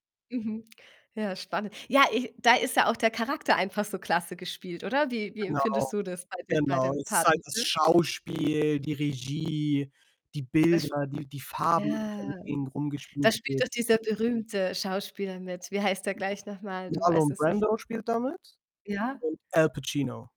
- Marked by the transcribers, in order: other background noise; distorted speech; unintelligible speech
- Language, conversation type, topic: German, podcast, Welcher Film hat dich besonders bewegt?